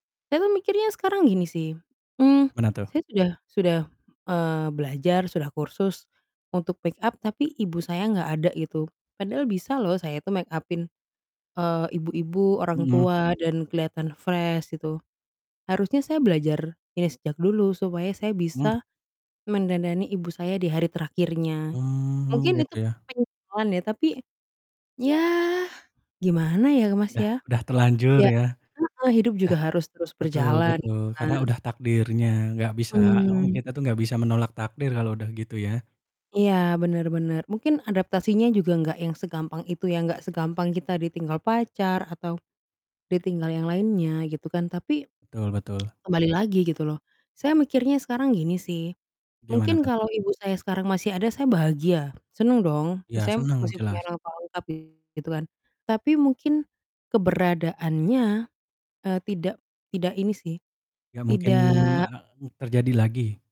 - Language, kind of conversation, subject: Indonesian, unstructured, Apa hal yang paling sulit kamu hadapi setelah kehilangan seseorang?
- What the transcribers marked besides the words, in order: in English: "fresh"; tapping; distorted speech; other background noise